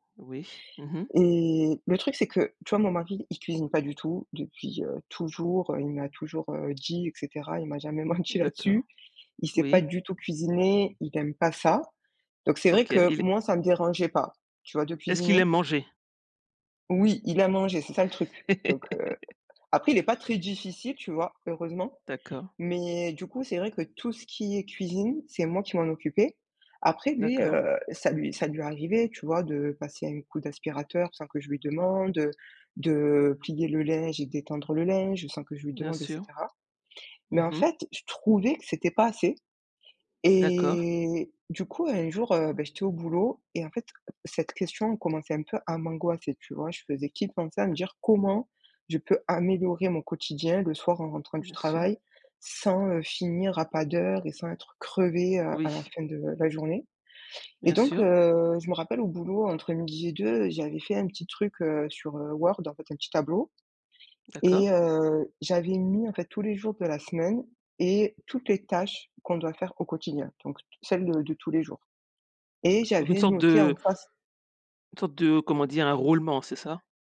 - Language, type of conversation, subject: French, podcast, Comment peut-on partager équitablement les tâches ménagères ?
- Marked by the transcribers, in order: drawn out: "Et"; laughing while speaking: "menti"; tapping; laugh; other background noise; drawn out: "et"; stressed: "sans"